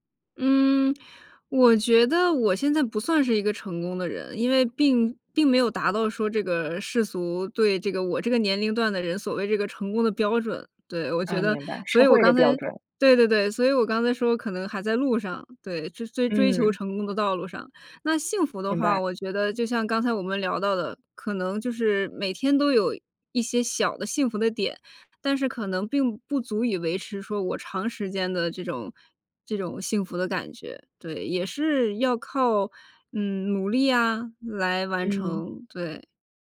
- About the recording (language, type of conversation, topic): Chinese, podcast, 你会如何在成功与幸福之间做取舍？
- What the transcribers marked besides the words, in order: none